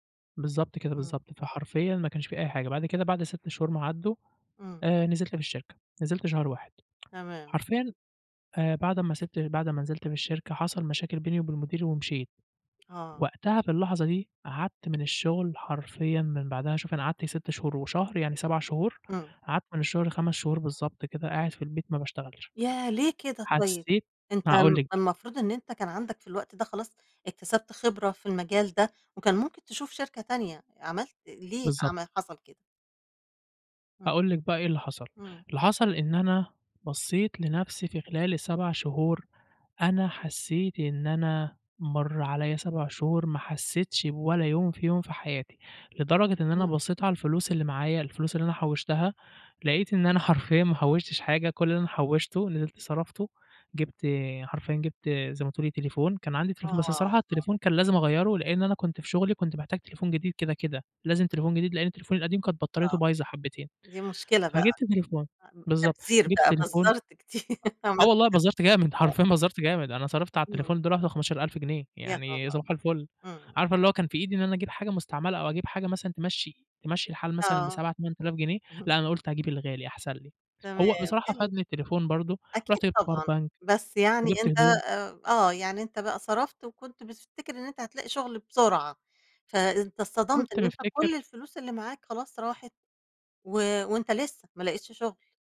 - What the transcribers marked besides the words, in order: tsk; laughing while speaking: "حرفيًا"; unintelligible speech; other noise; laughing while speaking: "كتير"; laugh; unintelligible speech; in English: "Power bank"; other background noise
- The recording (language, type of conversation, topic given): Arabic, podcast, كيف أثّرت تجربة الفشل على طموحك؟